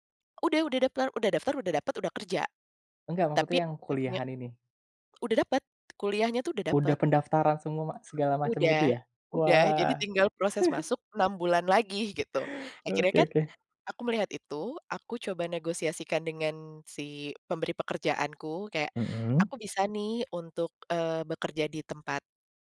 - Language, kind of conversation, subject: Indonesian, podcast, Bagaimana kamu memutuskan untuk melanjutkan sekolah atau langsung bekerja?
- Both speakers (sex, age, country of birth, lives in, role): female, 30-34, Indonesia, Indonesia, guest; male, 25-29, Indonesia, Indonesia, host
- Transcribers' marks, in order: unintelligible speech; chuckle